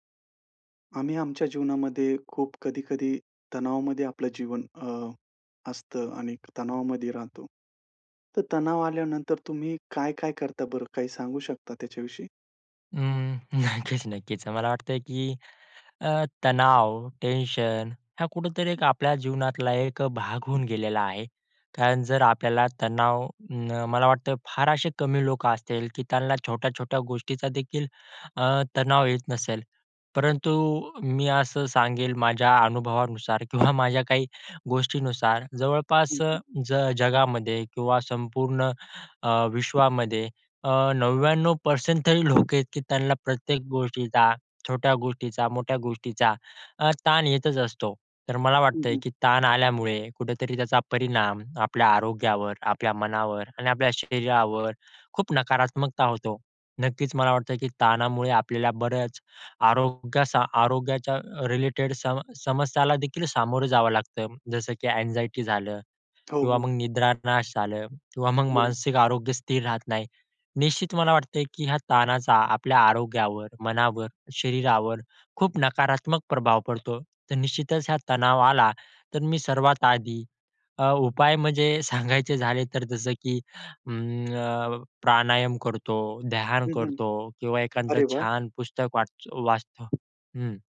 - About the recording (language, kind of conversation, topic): Marathi, podcast, तणाव आल्यावर तुम्ही सर्वात आधी काय करता?
- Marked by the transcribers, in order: laughing while speaking: "नक्कीच, नक्कीच"; other noise; tapping; in English: "एन्झायटी"